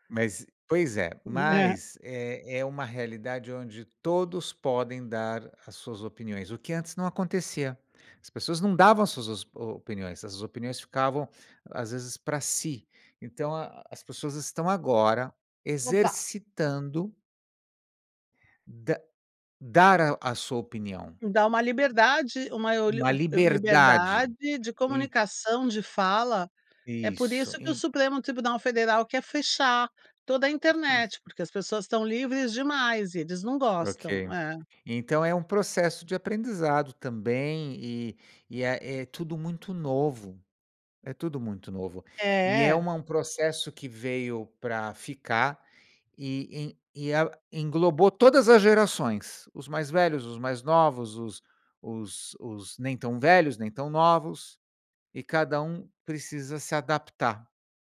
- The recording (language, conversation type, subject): Portuguese, podcast, Como lidar com interpretações diferentes de uma mesma frase?
- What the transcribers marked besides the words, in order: unintelligible speech